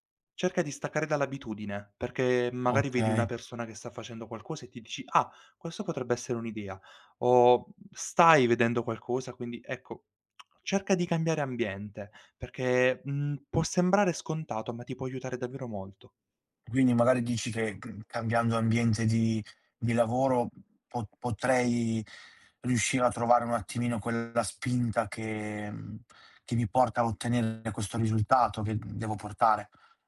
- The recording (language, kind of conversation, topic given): Italian, advice, Perché mi capita spesso di avere un blocco creativo senza capirne il motivo?
- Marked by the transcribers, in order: tsk; other background noise